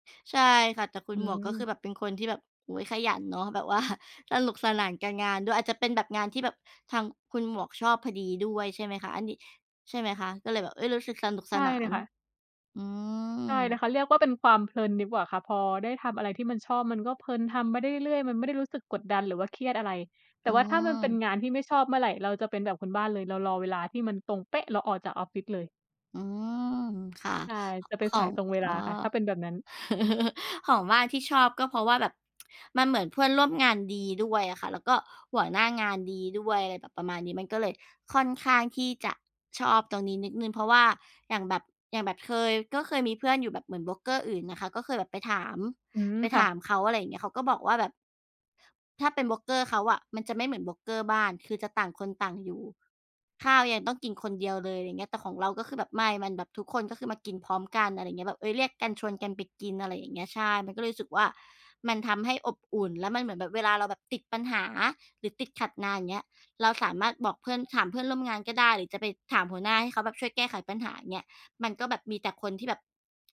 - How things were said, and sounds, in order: other background noise; chuckle; tsk
- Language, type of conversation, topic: Thai, unstructured, คุณทำส่วนไหนของงานแล้วรู้สึกสนุกที่สุด?